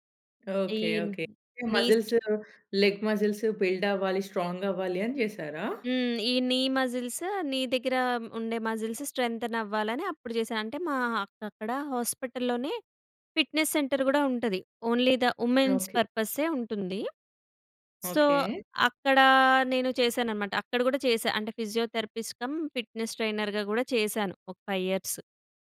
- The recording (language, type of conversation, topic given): Telugu, podcast, బిజీ రోజువారీ కార్యాచరణలో హాబీకి సమయం ఎలా కేటాయిస్తారు?
- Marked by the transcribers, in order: in English: "మజిల్స్, లెగ్ మజిల్స్ బిల్డ్"; other background noise; in English: "స్ట్రాంగ్"; in English: "నీ మజిల్స్, నీ"; in English: "మాజిల్స్ స్ట్రెంతెన్"; in English: "హాస్పిటల్‍లోనే ఫిట్‍నెస్ సెంటర్"; in English: "ఓన్లీ"; in English: "వుమెన్స్"; in English: "సో"; in English: "ఫిజియోథెరపిస్ట్ కం ఫిట్నెస్ ట్రైనర్‌గా"; in English: "ఫైవ్ ఇయర్స్"